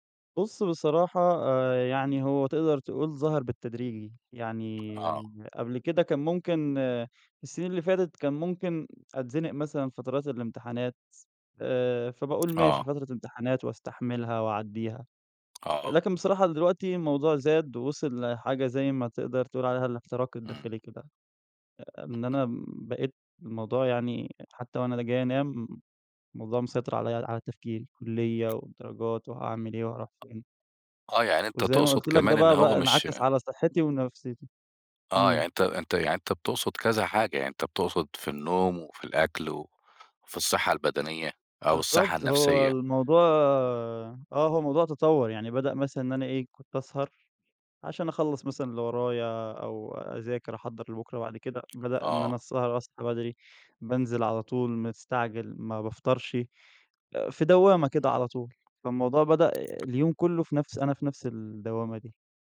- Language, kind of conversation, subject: Arabic, advice, إزاي أبطل أأجل الاهتمام بنفسي وبصحتي رغم إني ناوي أعمل كده؟
- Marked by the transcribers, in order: tapping; unintelligible speech